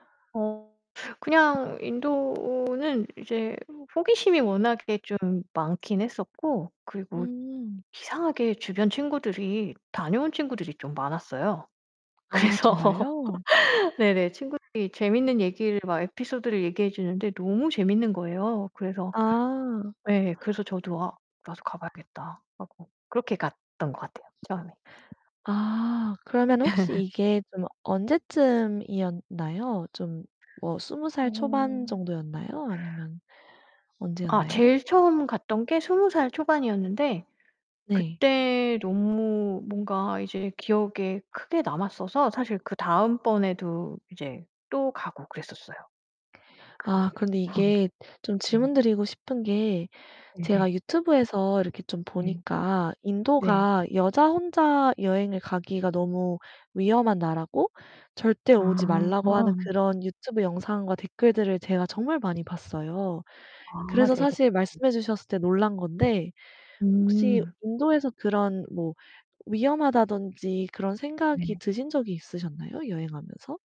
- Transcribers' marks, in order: distorted speech; other background noise; tapping; laughing while speaking: "그래서"; laugh; laugh
- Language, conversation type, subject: Korean, podcast, 여행 중 가장 기억에 남는 경험을 하나 들려주실 수 있나요?
- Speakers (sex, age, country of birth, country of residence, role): female, 25-29, South Korea, United States, host; female, 45-49, South Korea, France, guest